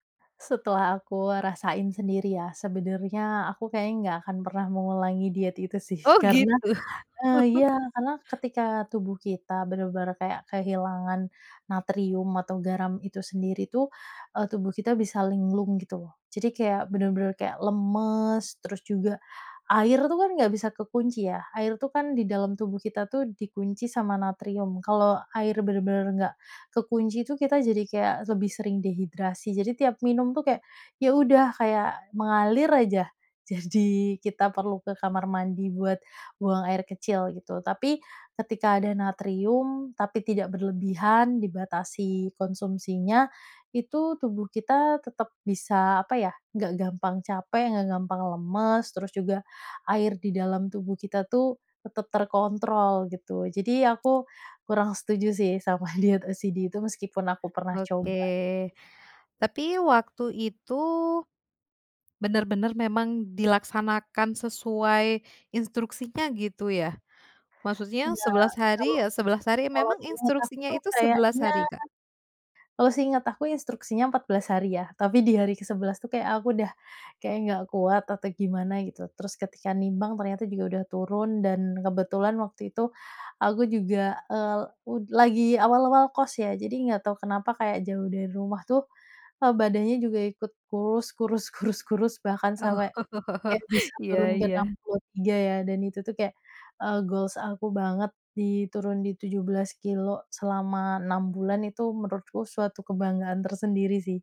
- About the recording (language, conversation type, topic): Indonesian, podcast, Apa kebiasaan makan sehat yang paling mudah menurutmu?
- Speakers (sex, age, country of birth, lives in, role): female, 30-34, Indonesia, Indonesia, guest; female, 30-34, Indonesia, Indonesia, host
- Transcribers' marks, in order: stressed: "Oh"; chuckle; in English: "OCD"; chuckle; in English: "goals"